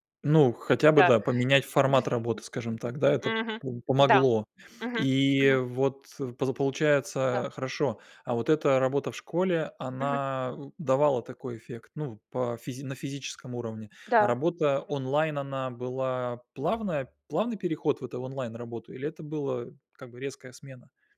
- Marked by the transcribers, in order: chuckle; tapping
- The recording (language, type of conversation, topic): Russian, podcast, Как вы справляетесь с выгоранием на работе?